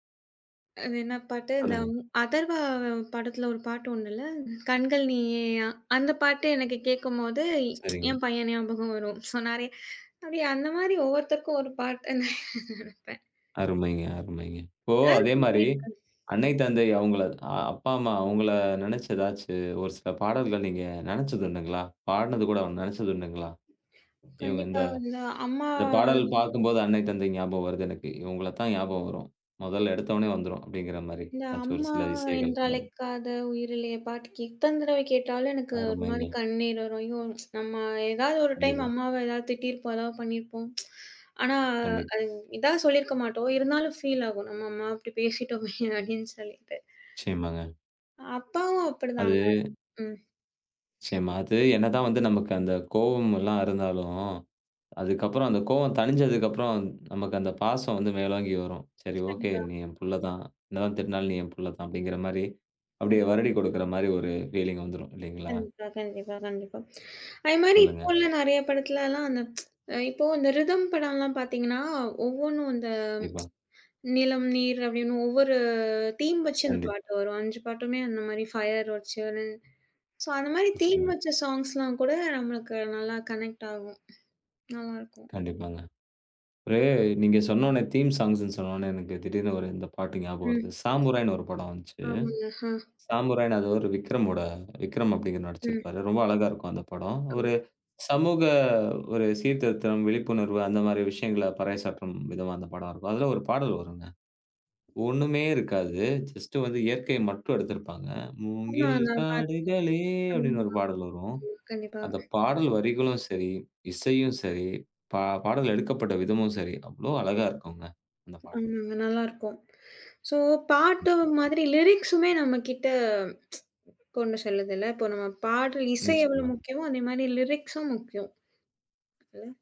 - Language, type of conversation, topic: Tamil, podcast, சினிமா இசை உங்கள் பாடல் ரசனையை எந்த அளவுக்கு பாதித்திருக்கிறது?
- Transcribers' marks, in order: other background noise; in English: "ஸோ"; chuckle; unintelligible speech; tapping; unintelligible speech; other noise; tsk; tsk; in English: "ஃபீல்"; drawn out: "அது"; in English: "ஃபீலிங்"; tsk; tsk; in English: "தீம்"; in English: "ஃபயர்"; in English: "ஸோ"; in English: "தீம்"; in English: "ஸாங்க்ஸ்ல்லாம்"; in English: "கனெக்ட்"; in English: "தீம் ஸாங்க்ஸ்ன்னு"; unintelligible speech; in English: "ஜஸ்ட்"; singing: "மூங்கில் காடுகளே"; in English: "ஸோ"; in English: "லிரிக்ஸுமே"; tsk; in English: "லிரிக்ஸும்"